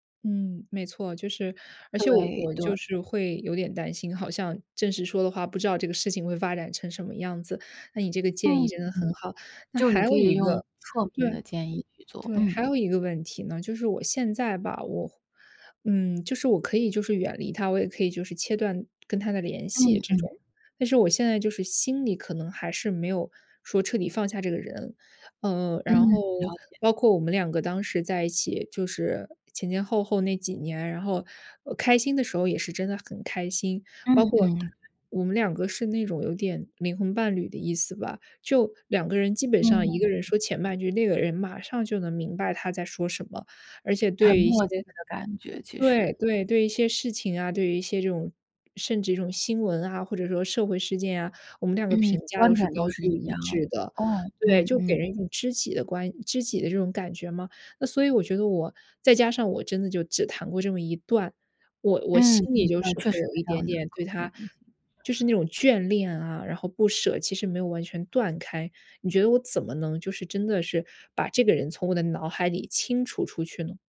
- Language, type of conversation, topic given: Chinese, advice, 我对前任还存在情感上的纠葛，该怎么办？
- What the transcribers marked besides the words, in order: other background noise; other noise